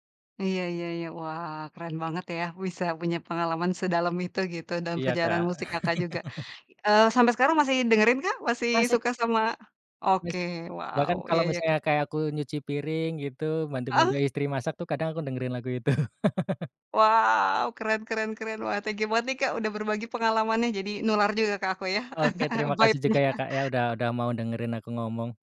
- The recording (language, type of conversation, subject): Indonesian, podcast, Apa pengalaman konser paling berkesan yang pernah kamu datangi?
- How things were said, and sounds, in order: chuckle; chuckle; chuckle